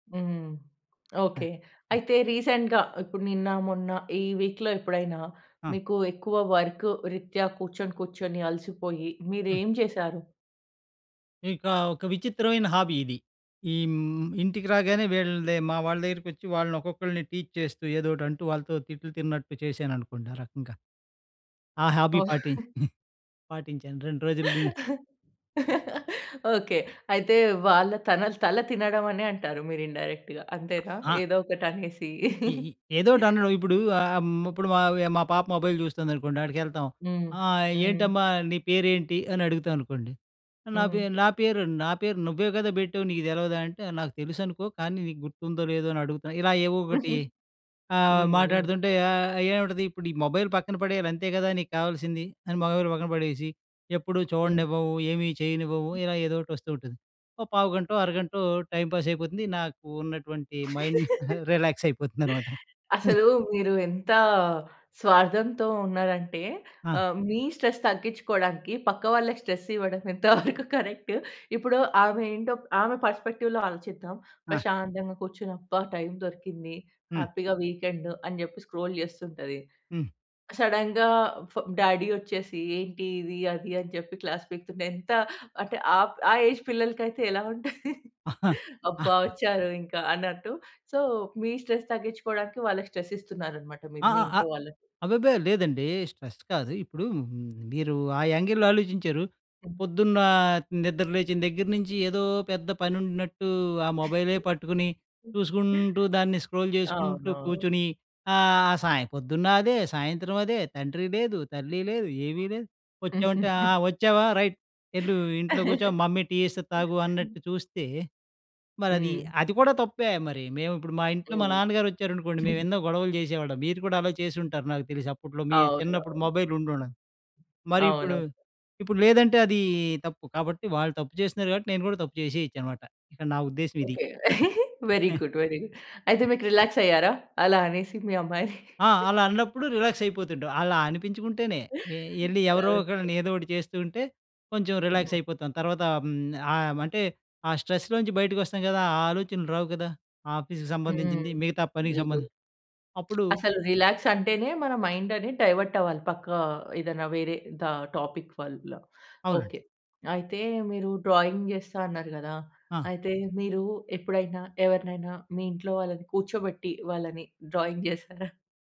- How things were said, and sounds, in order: in English: "రీసెంట్‌గా"; other noise; in English: "వీక్‌లో"; in English: "హాబీ"; in English: "టీచ్"; in English: "హాబీ"; chuckle; in English: "ఇండైరెక్ట్‌గా"; tapping; chuckle; in English: "మొబైల్"; chuckle; other background noise; in English: "మొబైల్"; in English: "మొబైల్"; in English: "టైమ్ పాస్"; laugh; chuckle; in English: "మైండ్ రిలాక్స్"; in English: "స్ట్రెస్"; in English: "స్ట్రెస్"; chuckle; in English: "కరెక్ట్?"; in English: "పర్స్పెక్టివ్‌లో"; in English: "హ్యాపీగా, వీకెండ్"; in English: "స్క్రోల్"; in English: "సడెన్‌గా"; in English: "డ్యాడీ"; in English: "క్లాస్"; in English: "ఏజ్"; chuckle; in English: "సో"; in English: "స్ట్రెస్"; in English: "స్ట్రెస్"; in English: "స్ట్రెస్"; in English: "యాంగిల్‌లో"; chuckle; in English: "స్క్రోల్"; in English: "రైట్"; chuckle; in English: "మమ్మీ"; chuckle; chuckle; in English: "మొబైల్"; in English: "వెరీ గుడ్, వెరీ"; in English: "రిలాక్స్"; chuckle; in English: "రిలాక్స్"; chuckle; in English: "రిలాక్స్"; in English: "స్ట్రెస్‌లో"; in English: "ఆఫీస్‌కి"; in English: "వెరీ గుడ్"; lip smack; in English: "రిలాక్స్"; in English: "మైండ్"; in English: "డైవర్ట్"; in English: "టాపిక్"; in English: "డ్రాయింగ్"; in English: "డ్రాయింగ్"; chuckle
- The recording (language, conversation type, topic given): Telugu, podcast, మీకు విశ్రాంతినిచ్చే హాబీలు ఏవి నచ్చుతాయి?